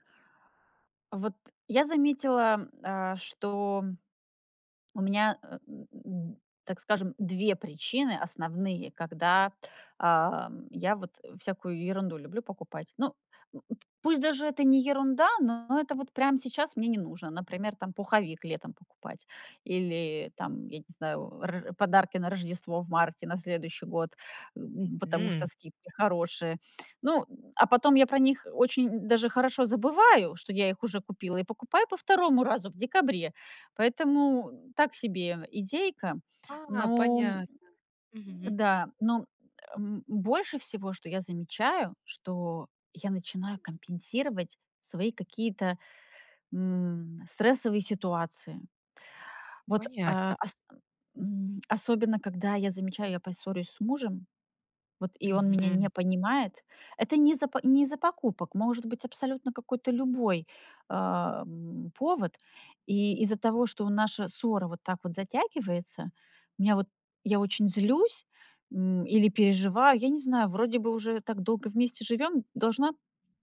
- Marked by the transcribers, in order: tapping
- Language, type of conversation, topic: Russian, advice, Какие импульсивные покупки вы делаете и о каких из них потом жалеете?